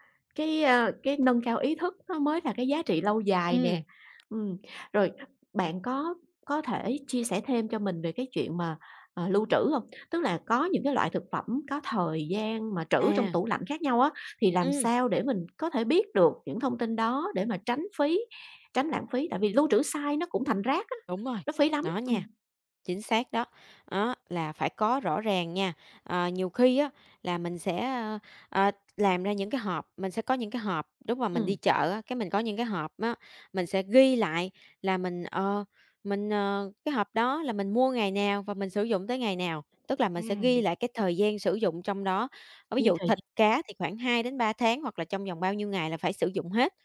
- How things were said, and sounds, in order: tapping; other background noise
- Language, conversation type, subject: Vietnamese, podcast, Bạn làm thế nào để giảm lãng phí thực phẩm?